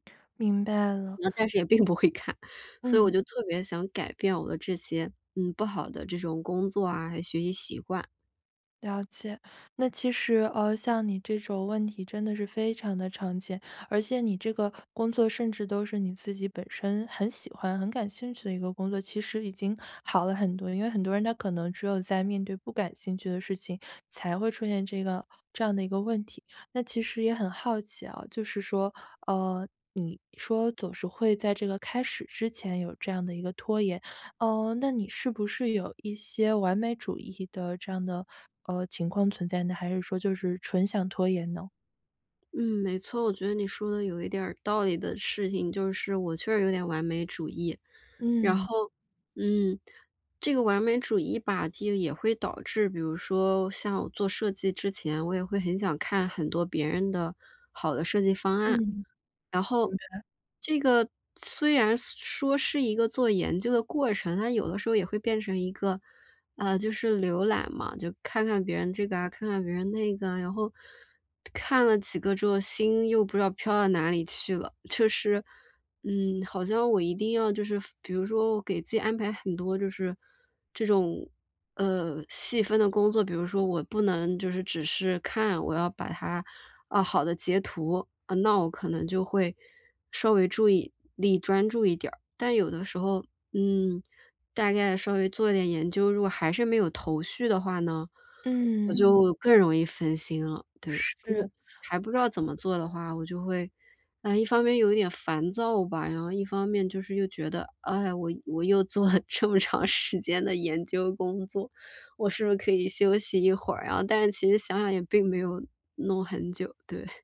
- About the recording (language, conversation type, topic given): Chinese, advice, 我怎样才能减少分心，并在处理复杂工作时更果断？
- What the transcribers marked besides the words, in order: laughing while speaking: "并不会"; laughing while speaking: "就是"; laughing while speaking: "了这么长时间的研究工作"; chuckle